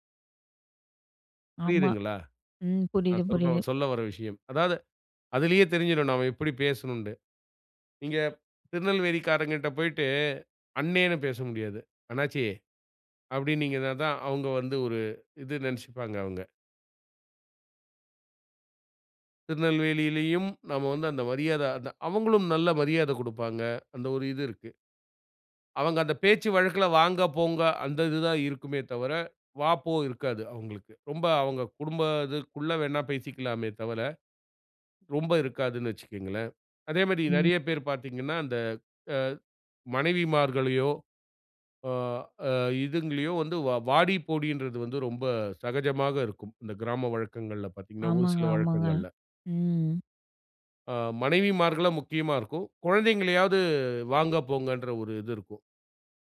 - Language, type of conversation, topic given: Tamil, podcast, மொழி உங்கள் தனிச்சமுதாயத்தை எப்படிக் கட்டமைக்கிறது?
- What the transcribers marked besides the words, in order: none